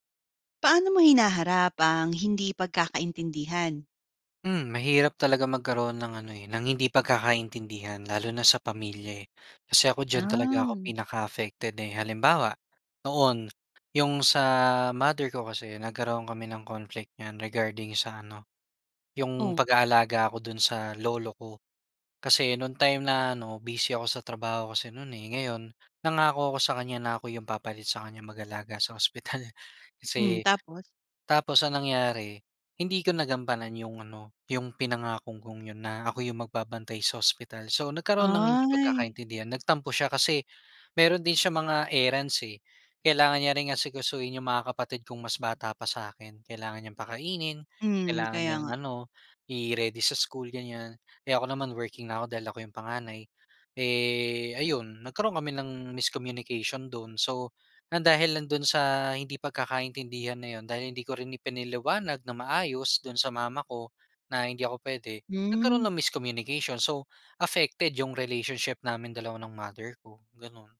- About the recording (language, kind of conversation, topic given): Filipino, podcast, Paano mo hinaharap ang hindi pagkakaintindihan?
- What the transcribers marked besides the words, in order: tapping; laughing while speaking: "ospital"; in English: "errands"; tongue click